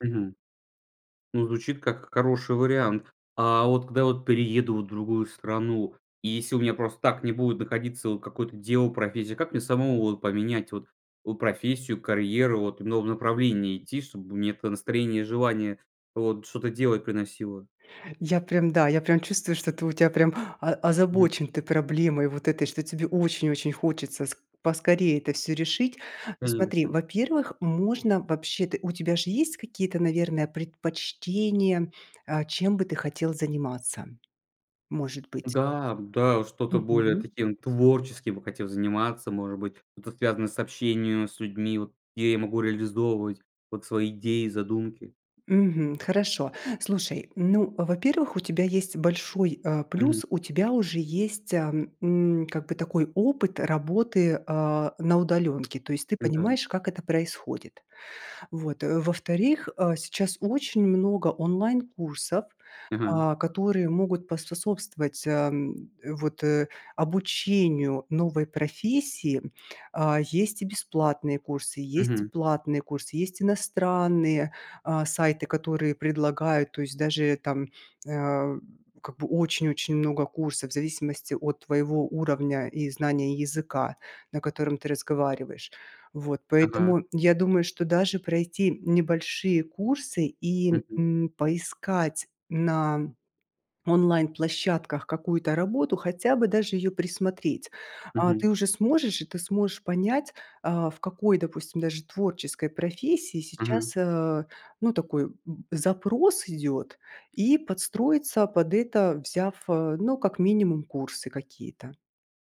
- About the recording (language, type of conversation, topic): Russian, advice, Как сделать первый шаг к изменениям в жизни, если мешает страх неизвестности?
- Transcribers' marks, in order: gasp; tapping; other background noise